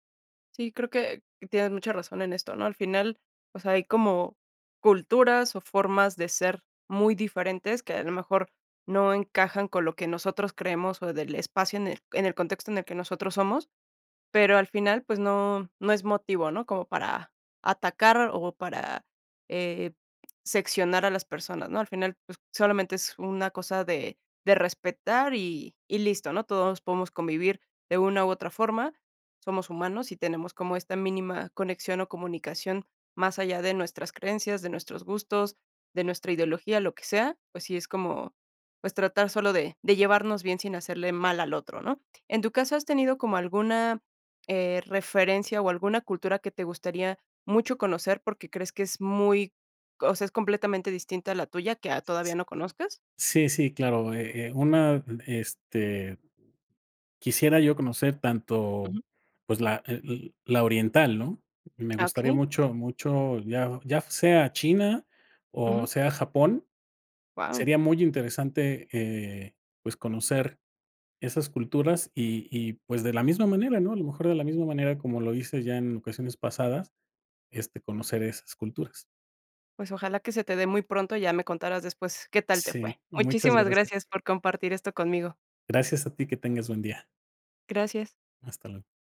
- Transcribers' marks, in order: tapping
- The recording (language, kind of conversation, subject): Spanish, podcast, ¿Qué aprendiste sobre la gente al viajar por distintos lugares?